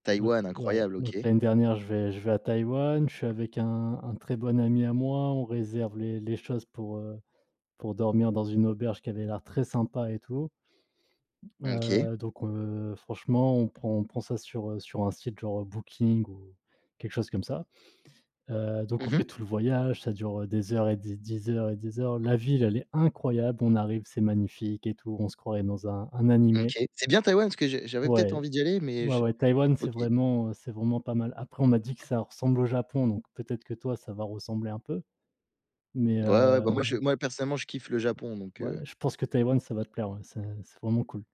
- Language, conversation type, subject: French, unstructured, Quelle est la chose la plus inattendue qui te soit arrivée en voyage ?
- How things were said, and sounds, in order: other noise